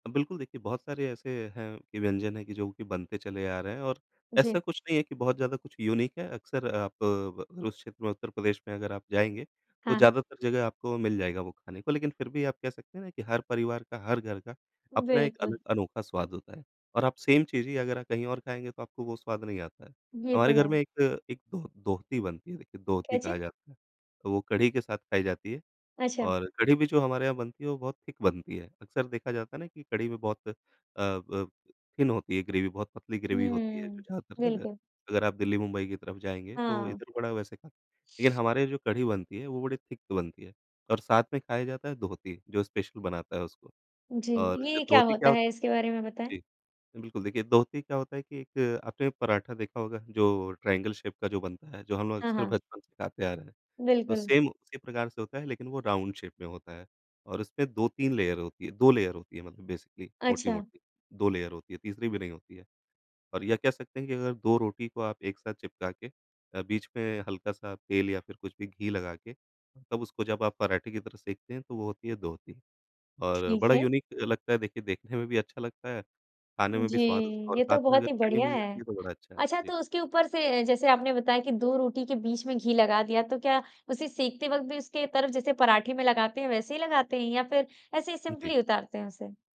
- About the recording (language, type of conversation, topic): Hindi, podcast, खाना आपकी जड़ों से आपको कैसे जोड़ता है?
- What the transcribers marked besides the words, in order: in English: "यूनिक"; in English: "सेम"; in English: "थिक"; in English: "थिन"; in English: "ग्रेवी"; in English: "ग्रेवी"; other background noise; tapping; in English: "थिक"; in English: "स्पेशल"; in English: "ट्रायंगल शेप"; in English: "सेम"; in English: "राउंड शेप"; in English: "लेयर"; in English: "लेयर"; in English: "बेसिकली"; in English: "लेयर"; in English: "यूनिक"; in English: "सिंपली"